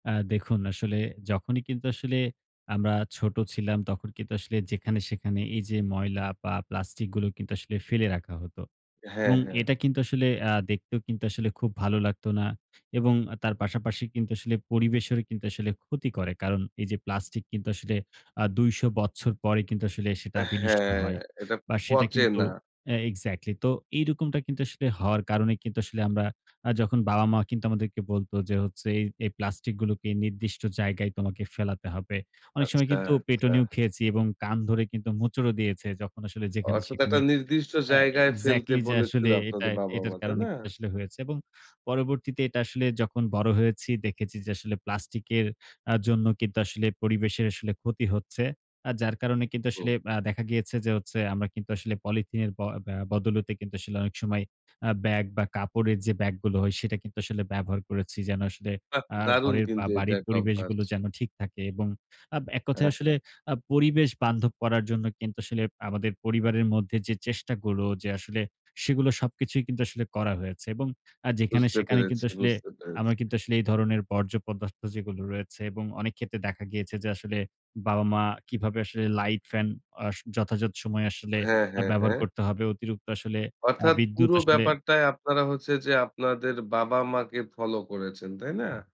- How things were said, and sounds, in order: wind
- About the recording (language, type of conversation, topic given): Bengali, podcast, তুমি বাড়িতে কীভাবে পরিবেশবান্ধব জীবনযাপন করো?